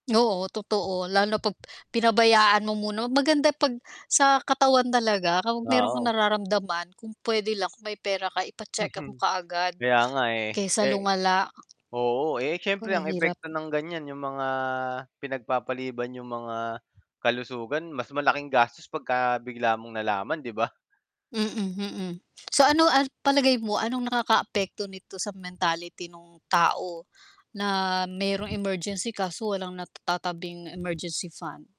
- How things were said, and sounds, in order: static; other background noise; background speech; tapping; distorted speech
- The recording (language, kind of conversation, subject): Filipino, unstructured, Ano ang mga epekto ng kawalan ng nakalaang ipon para sa biglaang pangangailangan?